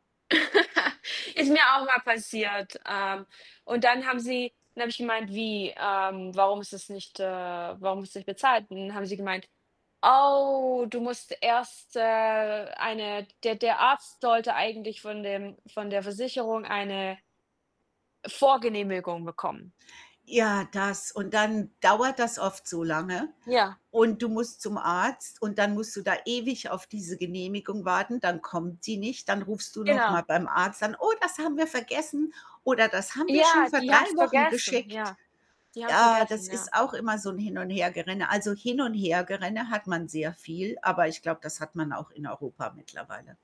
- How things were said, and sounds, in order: chuckle; other background noise; put-on voice: "Oh, das haben wir vergessen"; static
- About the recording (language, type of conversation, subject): German, unstructured, Wie beeinflusst Kultur unseren Alltag, ohne dass wir es merken?